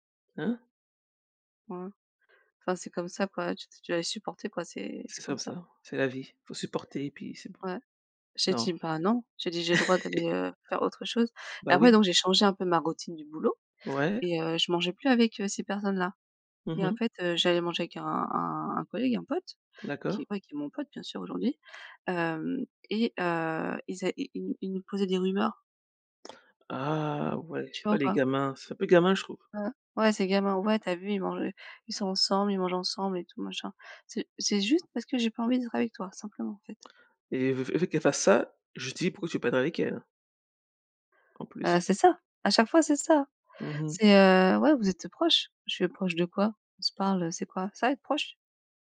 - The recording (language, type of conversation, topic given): French, unstructured, Est-il acceptable de manipuler pour réussir ?
- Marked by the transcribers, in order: laugh